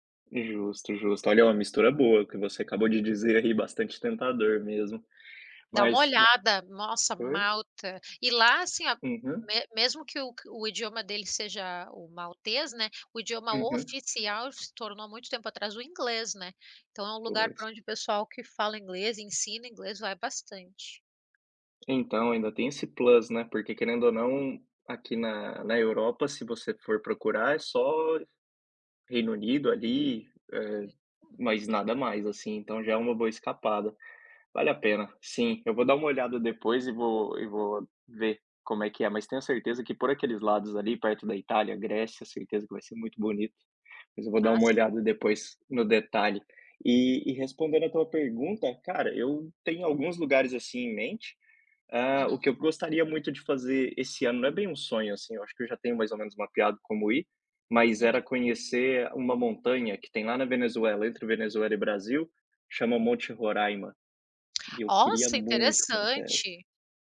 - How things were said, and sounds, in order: tapping
- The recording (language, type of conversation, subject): Portuguese, unstructured, Qual lugar no mundo você sonha em conhecer?
- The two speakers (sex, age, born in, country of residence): female, 40-44, Brazil, United States; male, 30-34, Brazil, Spain